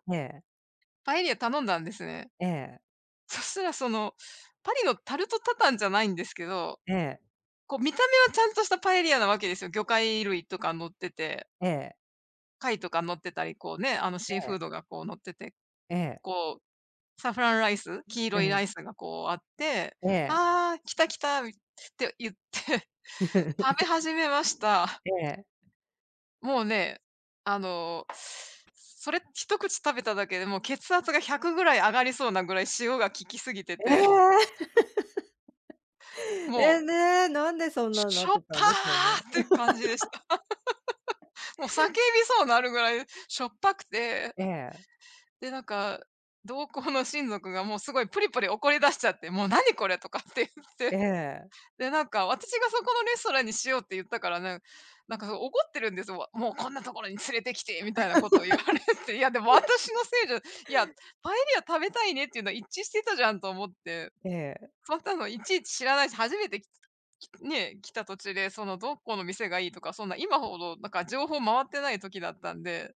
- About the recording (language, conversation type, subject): Japanese, unstructured, 旅先で食べ物に驚いた経験はありますか？
- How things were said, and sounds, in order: in French: "タルトタタン"; tapping; in English: "サフランライス"; laughing while speaking: "言って"; chuckle; other background noise; laughing while speaking: "効きすぎてて"; laugh; laughing while speaking: "た"; laugh; laughing while speaking: "同行の親族が"; laughing while speaking: "とかって言って"; put-on voice: "もうこんなところに連れてきて"; laugh; unintelligible speech; laughing while speaking: "言われて"